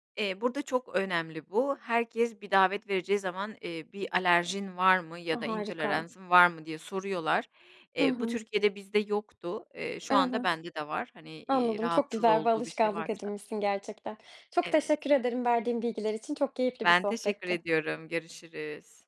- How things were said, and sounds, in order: other background noise; tapping
- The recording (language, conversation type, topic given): Turkish, podcast, Misafir ağırlarken en sevdiğin yemekler hangileri olur?